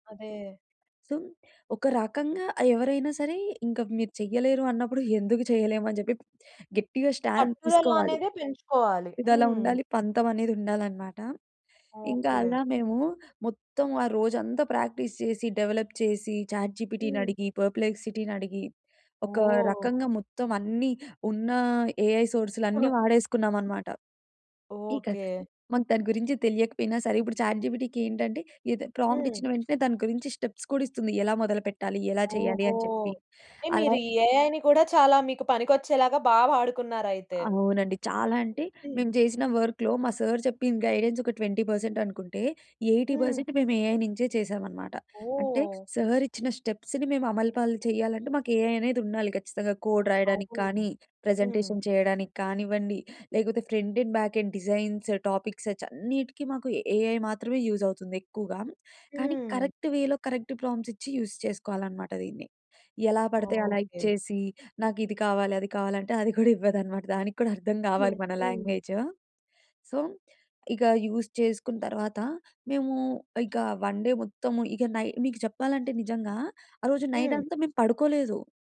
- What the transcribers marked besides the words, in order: in English: "సో"; in English: "స్టాండ్"; in English: "ప్రాక్టీస్"; in English: "డెవలప్"; in English: "చాట్‌జీపిటీని"; in English: "పర్ప్లెక్సిటీని"; in English: "ఏఐ సోర్స్‌లన్నీ"; tapping; other noise; in English: "చాట్‌జీపిటీ"; in English: "ప్రాంప్ట్"; in English: "స్టెప్స్"; "అంటే" said as "టె"; in English: "ఏఐని"; in English: "వర్క్‌లో"; in English: "సార్"; in English: "గైడెన్స్"; in English: "ట్వంటీ పర్సెంట్"; in English: "ఎయిటీ పర్సెంట్"; in English: "ఏఐ"; in English: "సార్"; in English: "స్టెప్స్‌ని"; in English: "ఏఐ"; in English: "కోడ్"; in English: "ప్రజెంటేషన్"; in English: "ఫ్రంట్ ఎండ్, బ్యాక్ ఎండ్ డిజైన్స్, టాపిక్స్"; in English: "ఏఐ"; in English: "యూజ్"; in English: "కరెక్ట్ వేలో, కరెక్ట్ ప్రాంప్ట్స్"; in English: "యూజ్"; in English: "లాంగ్వేజ్. సో"; in English: "యూజ్"; in English: "వన్ డే"; in English: "నైట్"
- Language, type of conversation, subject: Telugu, podcast, ప్రాక్టీస్‌లో మీరు ఎదుర్కొన్న అతిపెద్ద ఆటంకం ఏమిటి, దాన్ని మీరు ఎలా దాటేశారు?